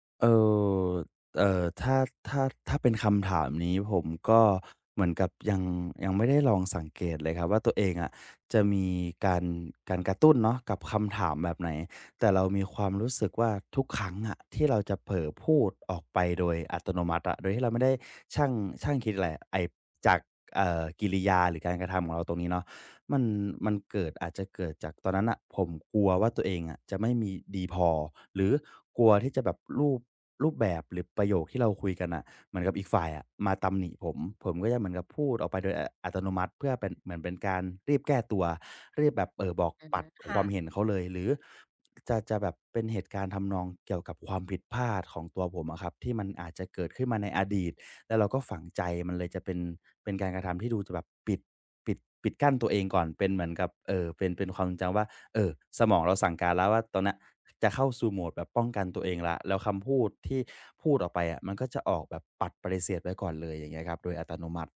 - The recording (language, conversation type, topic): Thai, advice, ฉันจะเปลี่ยนจากการตอบโต้แบบอัตโนมัติเป็นการเลือกตอบอย่างมีสติได้อย่างไร?
- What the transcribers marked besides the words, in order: other background noise; tapping